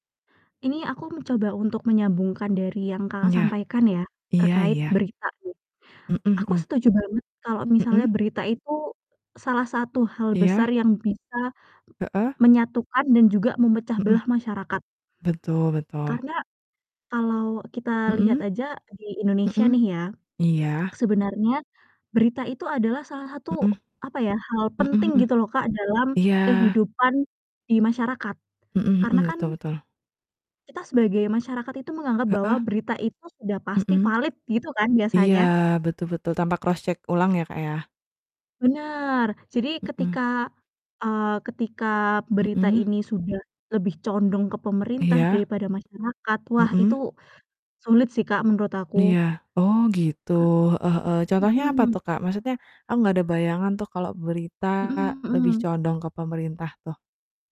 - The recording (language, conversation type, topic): Indonesian, unstructured, Mengapa banyak orang kehilangan kepercayaan terhadap pemerintah?
- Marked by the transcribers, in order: distorted speech; in English: "cross check"; tapping